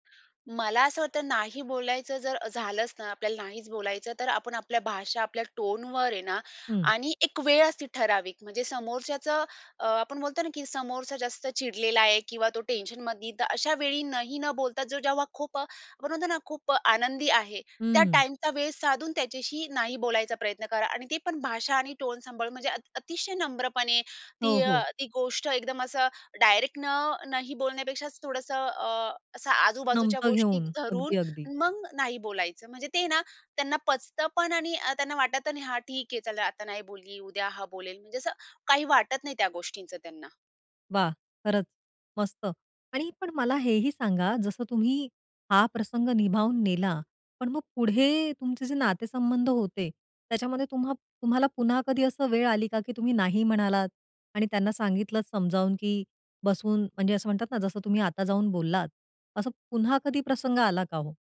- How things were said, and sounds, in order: in English: "टोनवर"; in English: "टेन्शनमधी"; in English: "टाईमचा"; in English: "टोन"; in English: "डायरेक्ट"
- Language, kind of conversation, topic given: Marathi, podcast, तुमच्या नातेसंबंधात ‘नाही’ म्हणणे कधी कठीण वाटते का?